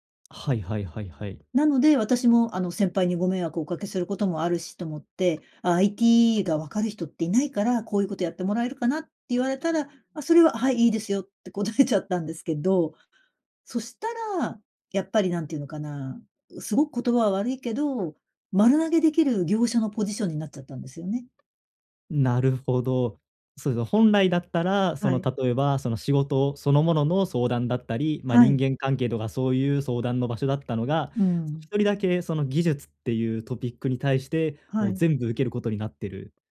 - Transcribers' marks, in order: laughing while speaking: "って答えちゃったんですけど"
- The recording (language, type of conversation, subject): Japanese, advice, 他者の期待と自己ケアを両立するには、どうすればよいですか？